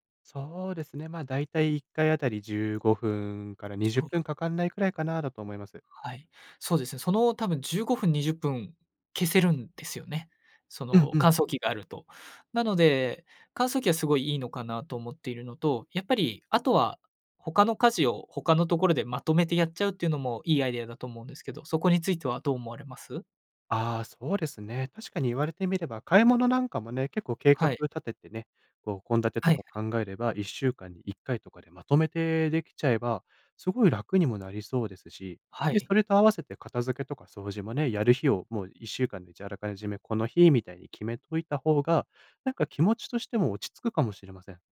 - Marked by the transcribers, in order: other background noise; tapping
- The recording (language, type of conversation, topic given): Japanese, advice, 集中するためのルーティンや環境づくりが続かないのはなぜですか？